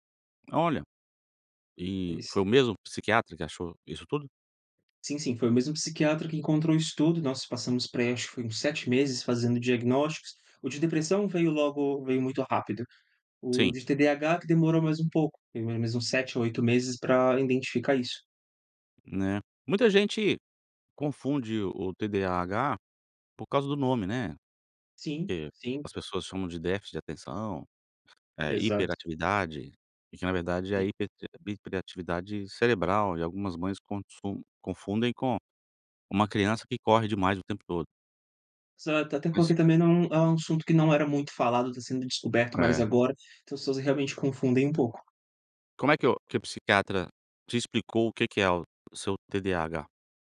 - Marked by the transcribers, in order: tapping
- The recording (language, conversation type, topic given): Portuguese, podcast, Você pode contar sobre uma vez em que deu a volta por cima?